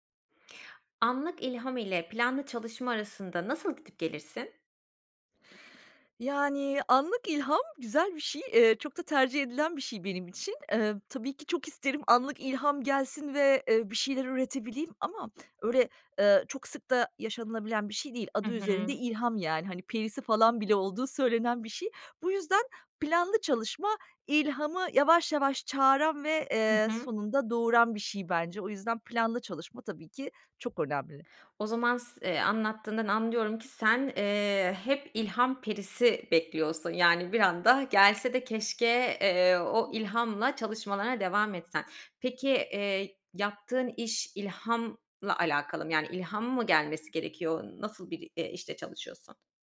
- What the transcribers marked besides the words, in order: other background noise
- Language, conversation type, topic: Turkish, podcast, Anlık ilham ile planlı çalışma arasında nasıl gidip gelirsin?